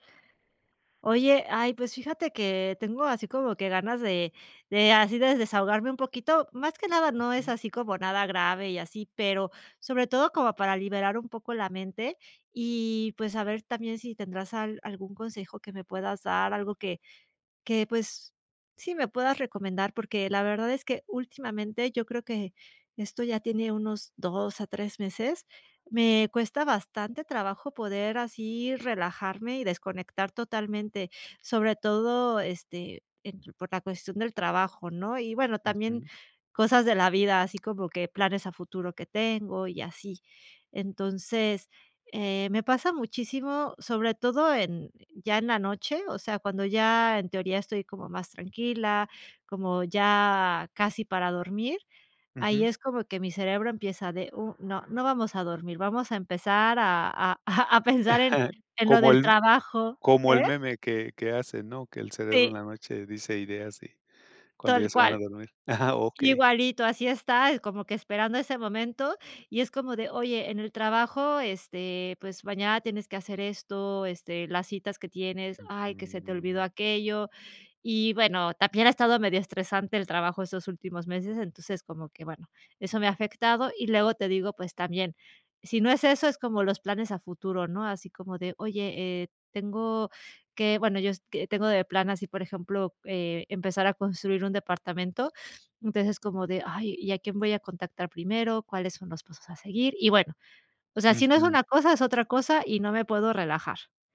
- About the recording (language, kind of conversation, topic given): Spanish, advice, ¿Por qué me cuesta relajarme y desconectar?
- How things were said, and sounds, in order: unintelligible speech; laughing while speaking: "a"; chuckle; drawn out: "Ujú"; inhale